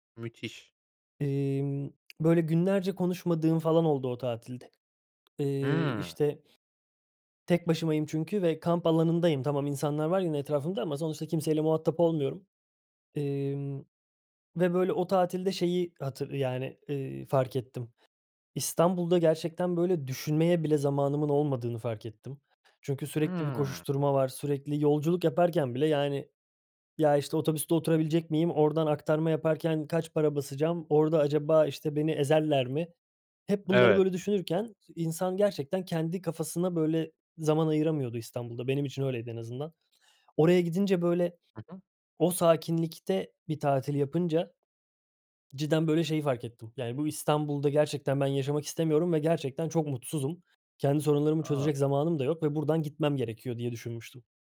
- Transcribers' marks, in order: tapping; other noise
- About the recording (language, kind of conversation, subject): Turkish, podcast, Bir seyahat, hayatınızdaki bir kararı değiştirmenize neden oldu mu?